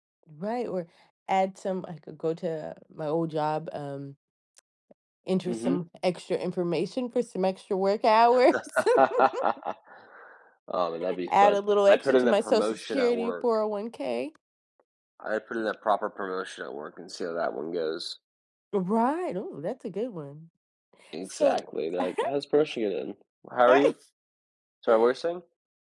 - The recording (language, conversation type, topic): English, unstructured, How might having the power of invisibility for a day change the way you see yourself and others?
- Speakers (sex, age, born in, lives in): female, 40-44, United States, United States; male, 25-29, United States, United States
- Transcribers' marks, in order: other background noise; laugh; other noise; tapping; laugh; unintelligible speech; unintelligible speech